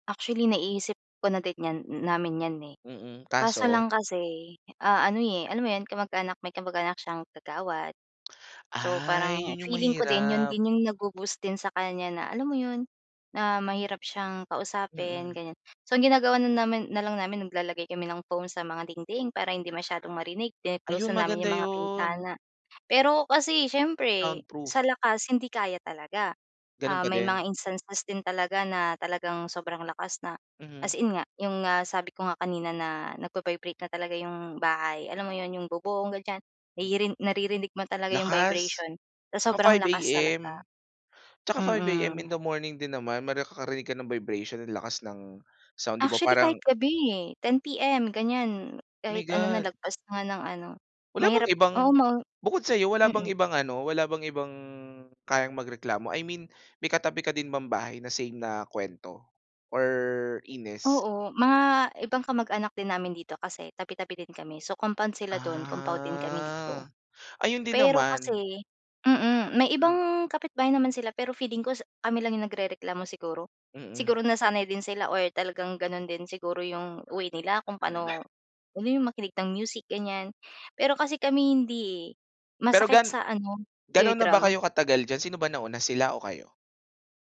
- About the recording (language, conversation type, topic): Filipino, advice, Paano ako makakapagpahinga at makapagrelaks kapag sobrang maingay at nakakaabala ang paligid?
- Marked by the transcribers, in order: tapping; other background noise; drawn out: "Ah"; dog barking